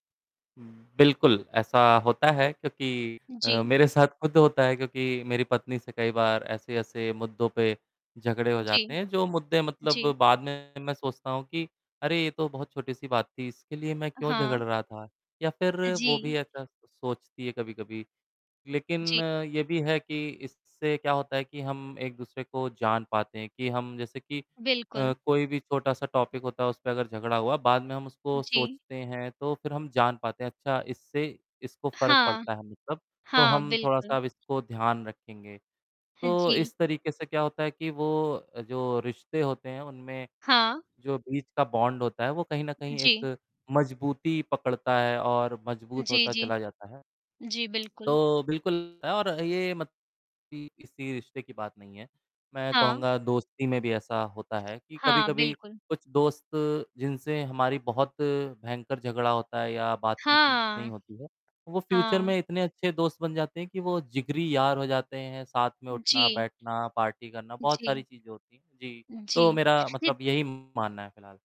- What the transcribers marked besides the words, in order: static; distorted speech; tapping; in English: "टॉपिक"; in English: "बॉन्ड"; other noise; unintelligible speech; in English: "फ्यूचर"; in English: "पार्टी"; other background noise
- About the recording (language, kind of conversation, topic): Hindi, unstructured, क्या झगड़ों से रिश्ते मजबूत भी हो सकते हैं?